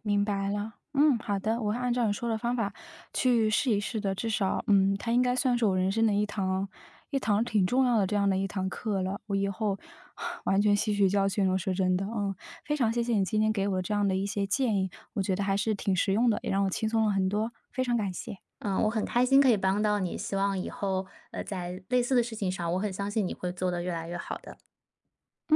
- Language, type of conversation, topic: Chinese, advice, 债务还款压力大
- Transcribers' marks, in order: chuckle